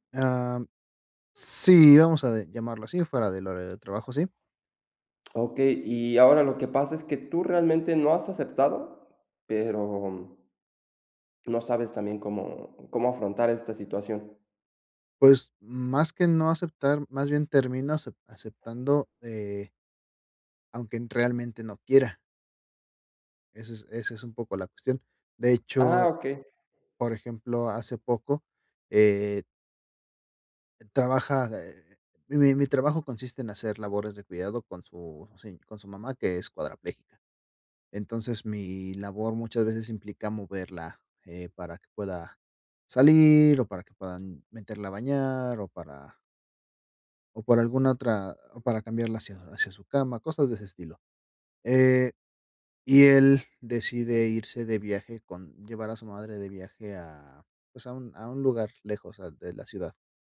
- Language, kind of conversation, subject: Spanish, advice, ¿Cómo puedo aprender a decir no y evitar distracciones?
- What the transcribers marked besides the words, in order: other background noise